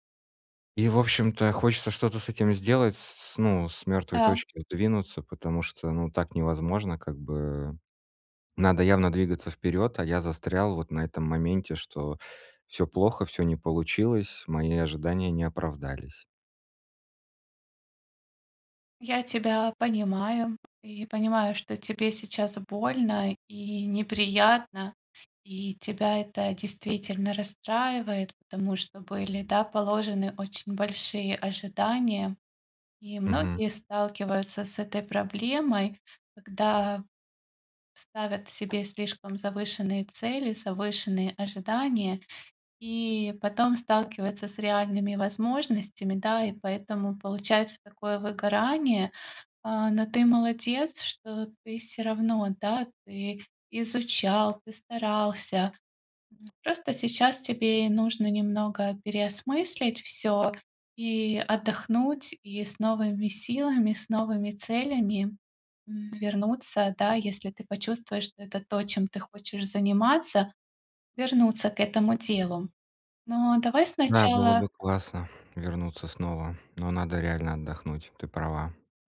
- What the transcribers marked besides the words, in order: tapping; other background noise
- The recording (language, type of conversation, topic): Russian, advice, Как согласовать мои большие ожидания с реальными возможностями, не доводя себя до эмоционального выгорания?